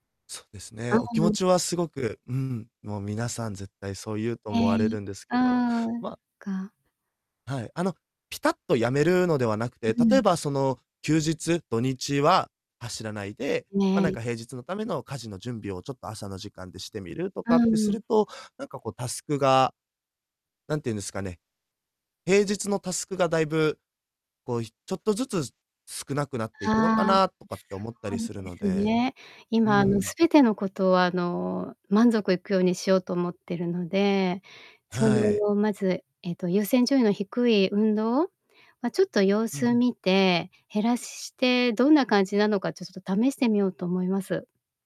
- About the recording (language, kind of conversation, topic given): Japanese, advice, 運動をしてもストレスが解消されず、かえってフラストレーションが溜まってしまうのはなぜですか？
- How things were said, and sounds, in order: distorted speech